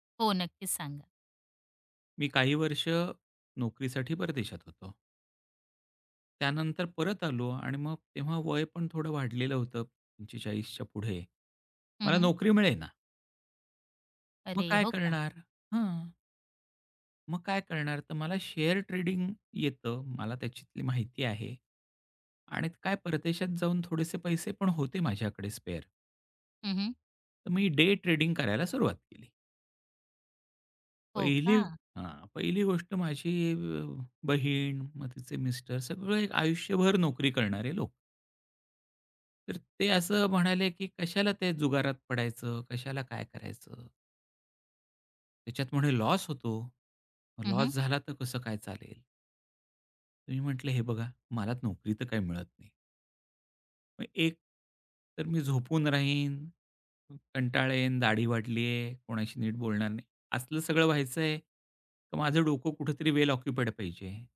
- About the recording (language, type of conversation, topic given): Marathi, podcast, इतरांचं ऐकूनही ठाम कसं राहता?
- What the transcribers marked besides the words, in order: tapping; in English: "शेअर ट्रेडिंग"; in English: "स्पेअर"; in English: "डे ट्रेडिंग"; horn; other noise; in English: "वेल ऑक्युपाईड"